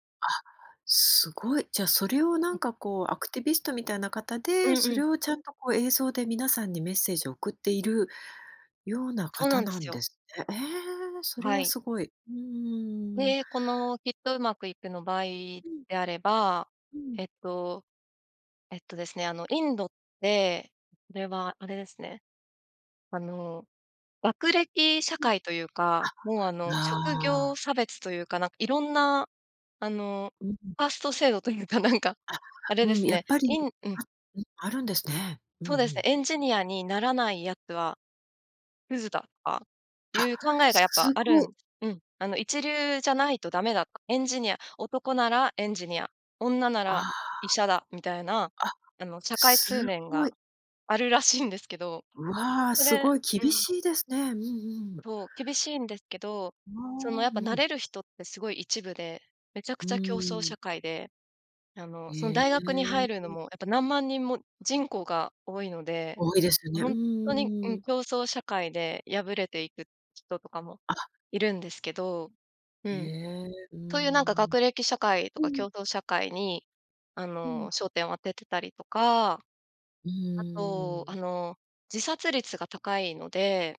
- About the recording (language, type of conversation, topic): Japanese, podcast, 好きな映画にまつわる思い出を教えてくれますか？
- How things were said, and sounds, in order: in English: "アクティビスト"; laughing while speaking: "カースト制度というかなんか"; other background noise